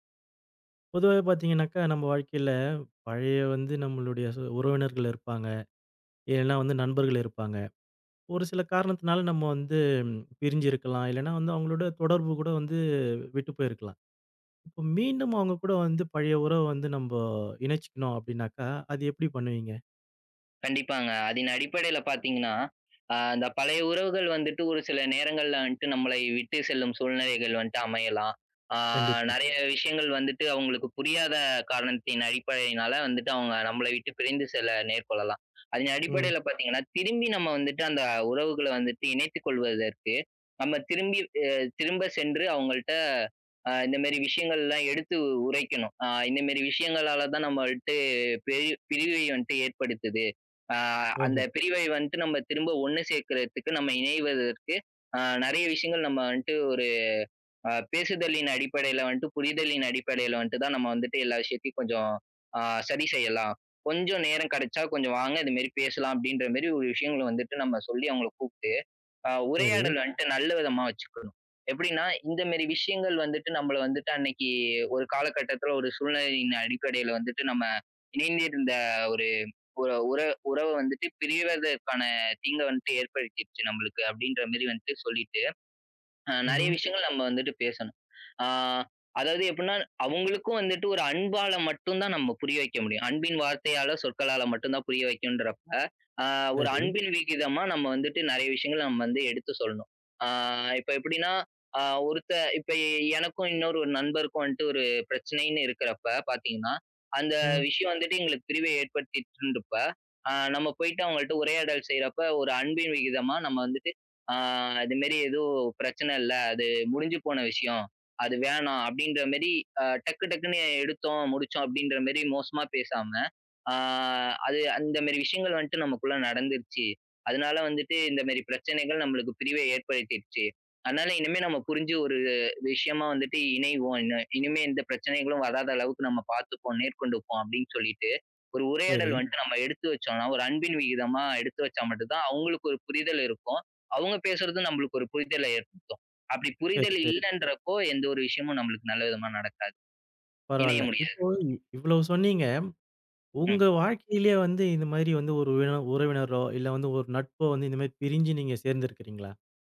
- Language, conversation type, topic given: Tamil, podcast, பழைய உறவுகளை மீண்டும் இணைத்துக்கொள்வது எப்படி?
- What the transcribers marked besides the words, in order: other noise; "நம்பள்ட்ட" said as "நம்பள்ட்டு"